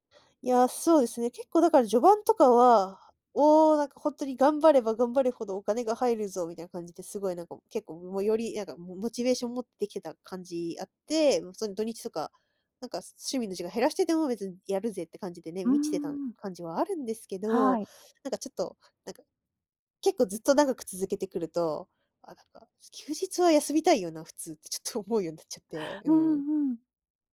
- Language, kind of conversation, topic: Japanese, advice, 休みの日でも仕事のことが頭から離れないのはなぜですか？
- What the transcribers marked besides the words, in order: none